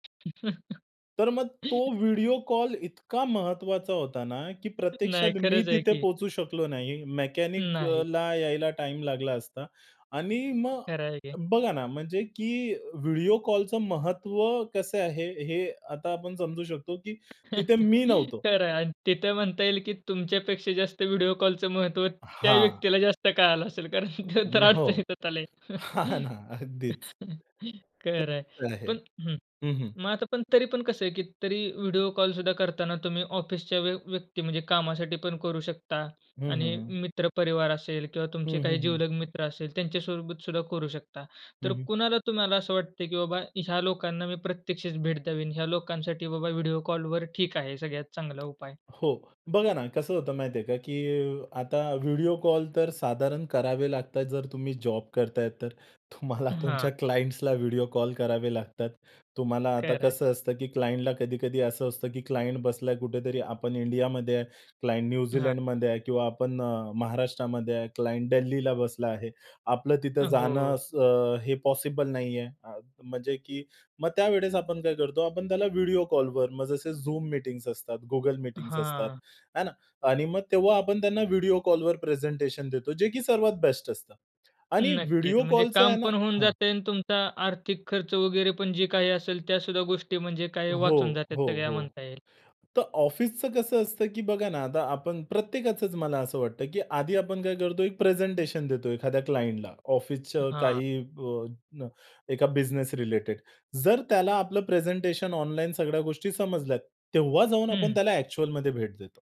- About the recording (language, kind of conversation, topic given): Marathi, podcast, व्हिडिओ कॉल आणि प्रत्यक्ष भेट यांतील फरक तुम्हाला कसा जाणवतो?
- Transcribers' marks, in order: other background noise; chuckle; tapping; chuckle; laughing while speaking: "कारण ते तर अडचणीतच आले"; laughing while speaking: "हां ना अगदीच"; chuckle; unintelligible speech; laughing while speaking: "तुम्हाला तुमच्या"; in English: "क्लायंट्सला"; in English: "क्लायंटला"; in English: "क्लायंट"; in English: "क्लायंट"; in English: "क्लायंट"; in English: "क्लायंटला"